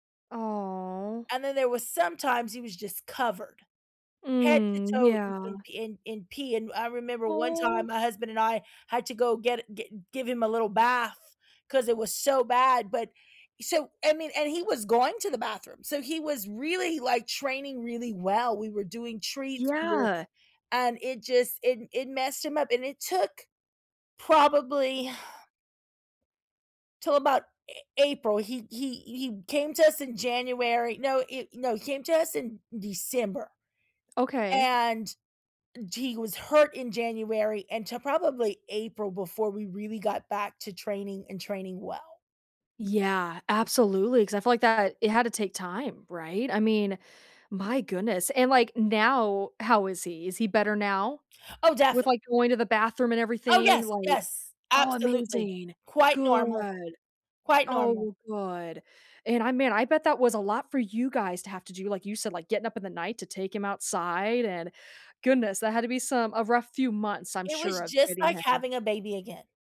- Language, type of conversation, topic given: English, unstructured, How are tech, training, and trust reshaping your everyday life and bond with your pet?
- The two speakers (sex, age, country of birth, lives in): female, 30-34, United States, United States; female, 40-44, United States, United States
- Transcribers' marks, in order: drawn out: "Aw"; drawn out: "Mm"; stressed: "so"; exhale; tapping; background speech; drawn out: "Good"